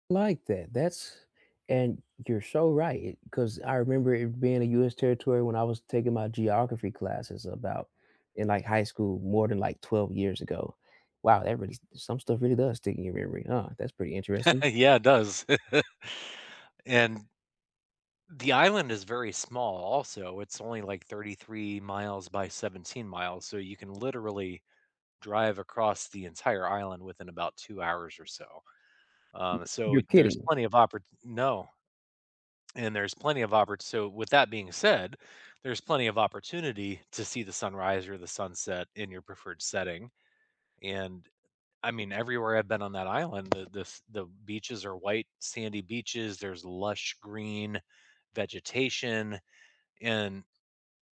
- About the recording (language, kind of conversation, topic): English, unstructured, What is the most memorable sunrise or sunset you have seen while traveling?
- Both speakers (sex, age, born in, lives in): male, 25-29, United States, United States; male, 45-49, United States, United States
- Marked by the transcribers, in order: chuckle; tapping